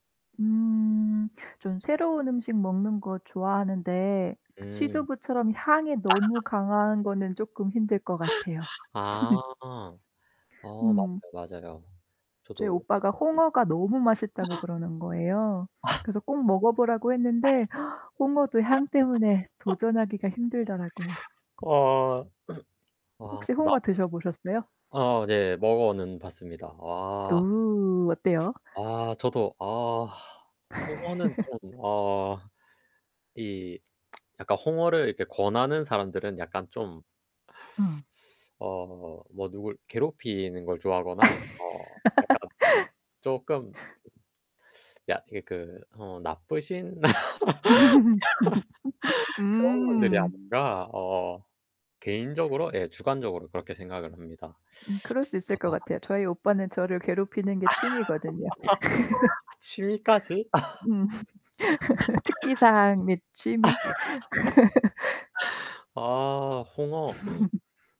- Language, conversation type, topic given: Korean, unstructured, 음식 냄새로 떠오르는 특별한 순간이 있으신가요?
- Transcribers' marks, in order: static; other background noise; distorted speech; laughing while speaking: "아"; laugh; tapping; gasp; laugh; throat clearing; laugh; lip smack; laugh; laugh; laugh; throat clearing; laugh